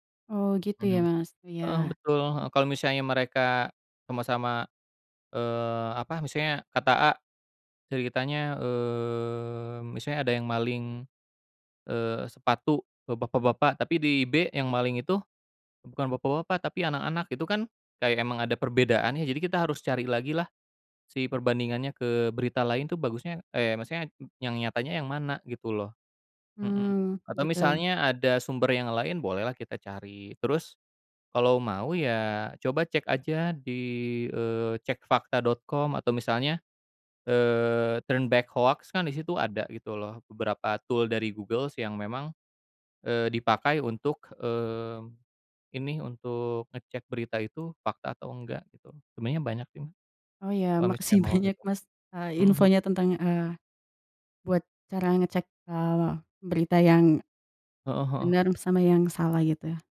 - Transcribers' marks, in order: drawn out: "mmm"; in English: "tool"; laughing while speaking: "makasih banyak"; tapping
- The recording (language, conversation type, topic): Indonesian, unstructured, Bagaimana menurutmu media sosial memengaruhi berita saat ini?